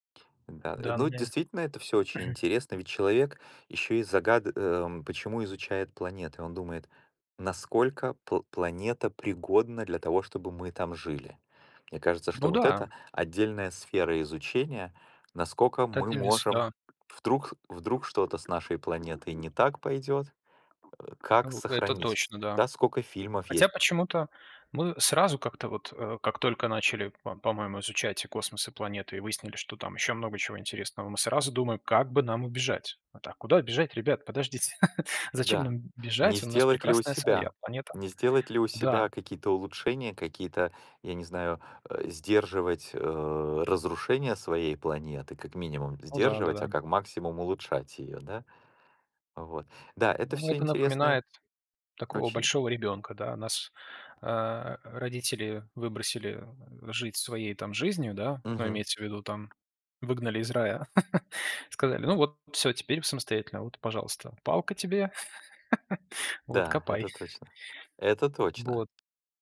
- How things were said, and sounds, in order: other background noise; tapping; chuckle; chuckle; laugh
- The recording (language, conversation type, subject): Russian, unstructured, Почему люди изучают космос и что это им даёт?